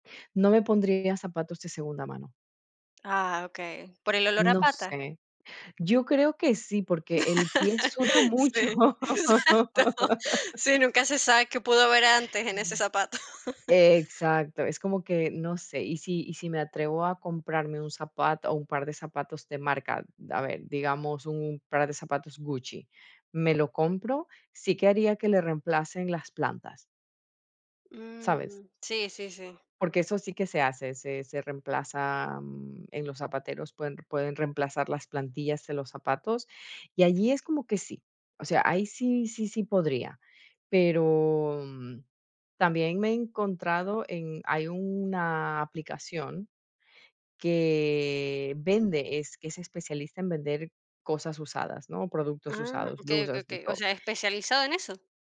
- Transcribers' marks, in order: laughing while speaking: "Sí, exacto"; laugh; chuckle
- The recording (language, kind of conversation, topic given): Spanish, podcast, ¿Prefieres comprar ropa nueva o buscarla en tiendas de segunda mano?
- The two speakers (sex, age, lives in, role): female, 40-44, Netherlands, guest; female, 50-54, Portugal, host